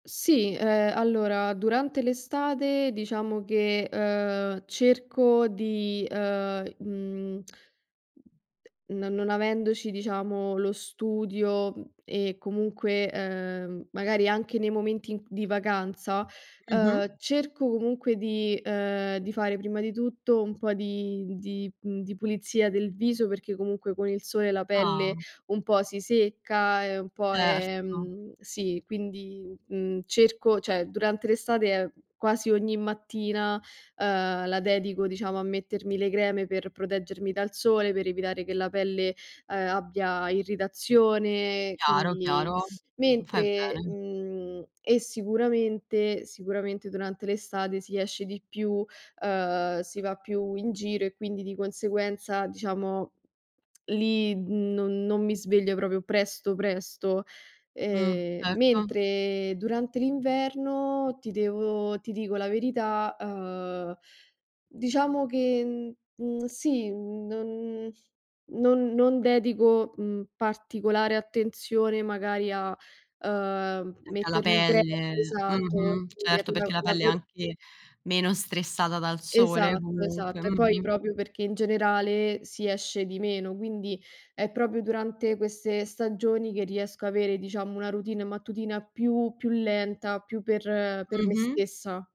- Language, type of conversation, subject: Italian, podcast, Com’è la tua routine mattutina?
- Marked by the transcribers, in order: other background noise; lip smack; tapping; "cioè" said as "ceh"; "proprio" said as "propio"; "proprio" said as "propio"; "proprio" said as "propio"